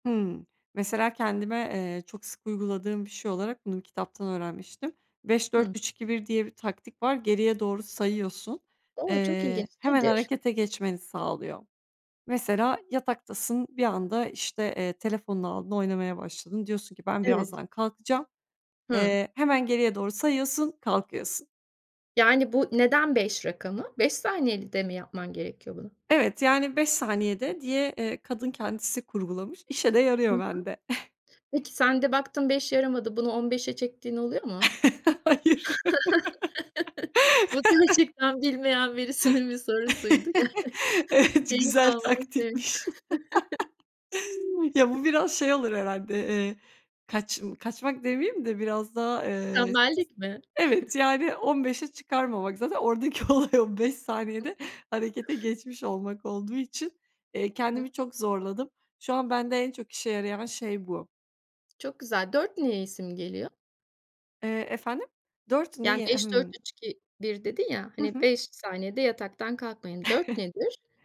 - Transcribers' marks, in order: tapping; other background noise; "saniyede" said as "saniyelide"; chuckle; laugh; chuckle; chuckle; unintelligible speech; chuckle; laughing while speaking: "oradaki olay, o beş saniyede"; chuckle; chuckle
- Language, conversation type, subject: Turkish, podcast, Yaratıcı bir rutinin var mı, varsa nasıl işliyor?